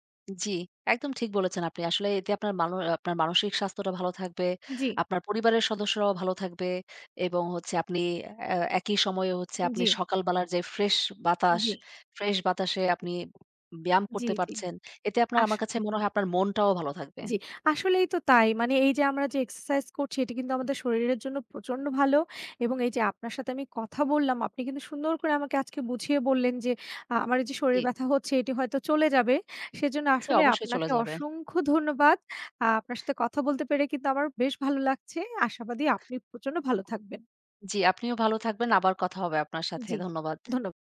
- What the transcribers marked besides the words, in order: other background noise
- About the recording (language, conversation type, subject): Bengali, unstructured, ব্যায়ামকে কীভাবে আরও মজার করে তোলা যায়?